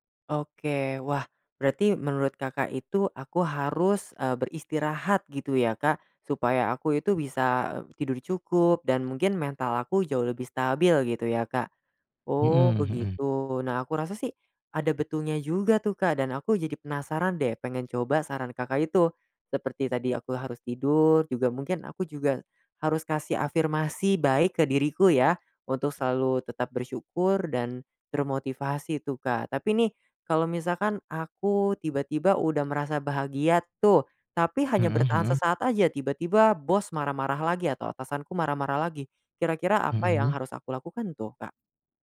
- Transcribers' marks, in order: other background noise
- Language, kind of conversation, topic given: Indonesian, advice, Bagaimana cara mengatasi hilangnya motivasi dan semangat terhadap pekerjaan yang dulu saya sukai?